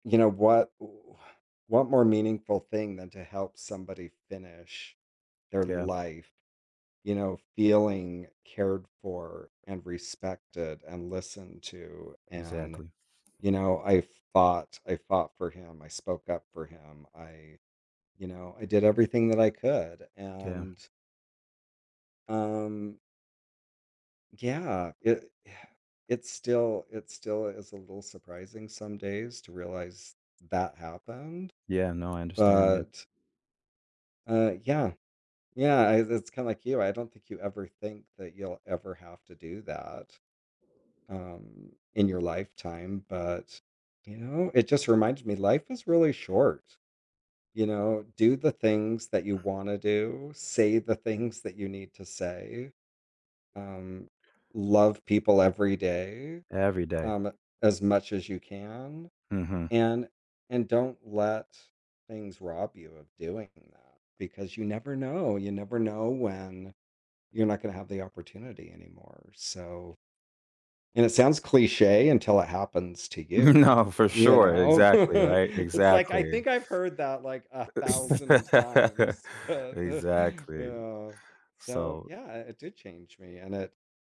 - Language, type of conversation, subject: English, unstructured, How can experiencing loss shape who we become?
- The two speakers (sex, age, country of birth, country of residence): male, 30-34, United States, United States; male, 50-54, United States, United States
- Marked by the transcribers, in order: tapping; other background noise; laughing while speaking: "No"; chuckle; laugh